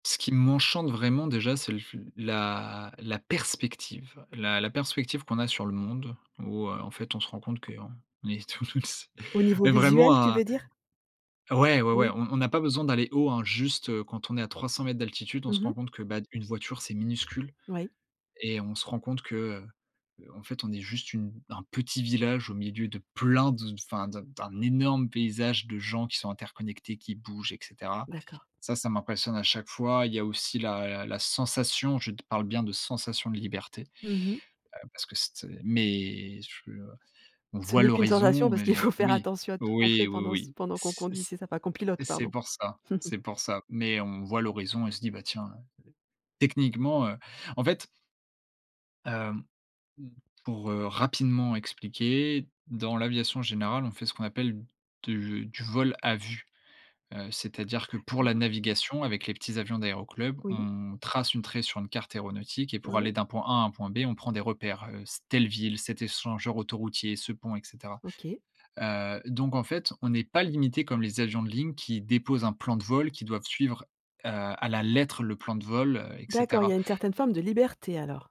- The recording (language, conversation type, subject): French, podcast, Peux-tu me parler d’un loisir que tu pratiques souvent et m’expliquer pourquoi tu l’aimes autant ?
- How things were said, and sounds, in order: stressed: "perspective"; laughing while speaking: "est t tous"; stressed: "plein"; laughing while speaking: "parce qu'il faut faire"; laugh; stressed: "lettre"